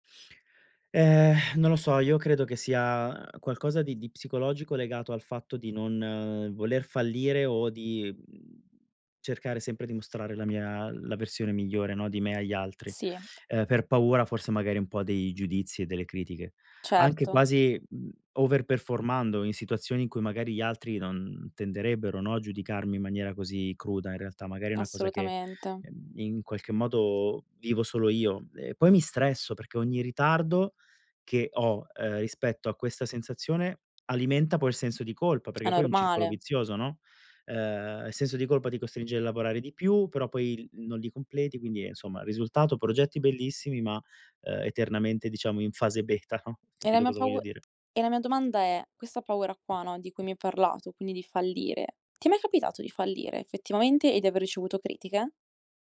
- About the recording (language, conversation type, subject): Italian, advice, In che modo il perfezionismo ti impedisce di portare a termine i progetti?
- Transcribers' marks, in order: tapping; in English: "over performando"; laughing while speaking: "beta no"